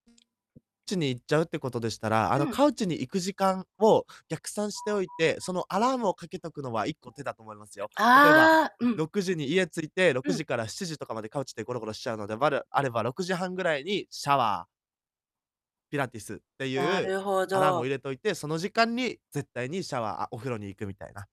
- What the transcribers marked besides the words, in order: other background noise
- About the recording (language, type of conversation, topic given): Japanese, advice, 運動不足を無理なく解消するにはどうすればよいですか？